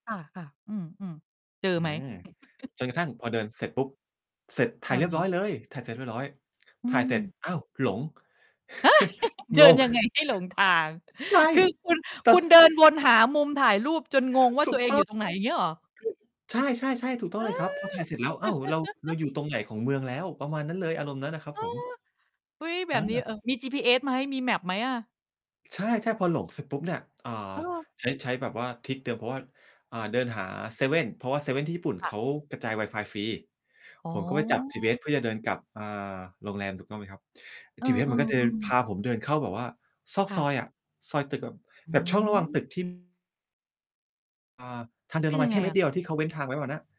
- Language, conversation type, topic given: Thai, podcast, คุณเคยค้นพบอะไรโดยบังเอิญระหว่างท่องเที่ยวบ้าง?
- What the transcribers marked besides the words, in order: laugh; mechanical hum; laugh; chuckle; laughing while speaking: "งง"; unintelligible speech; laugh; in English: "map"; distorted speech; static